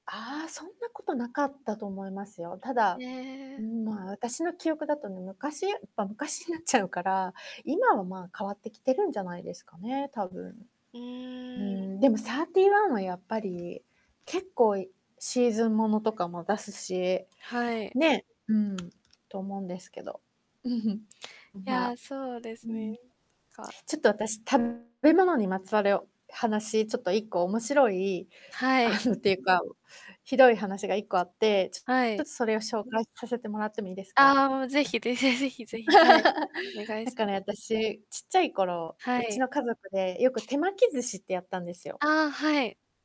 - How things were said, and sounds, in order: static; tapping; chuckle; distorted speech; laughing while speaking: "あの"; laugh
- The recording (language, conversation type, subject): Japanese, unstructured, 食べ物にまつわる子どもの頃の思い出を教えてください。?
- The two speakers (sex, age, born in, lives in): female, 20-24, Japan, Japan; female, 45-49, Japan, United States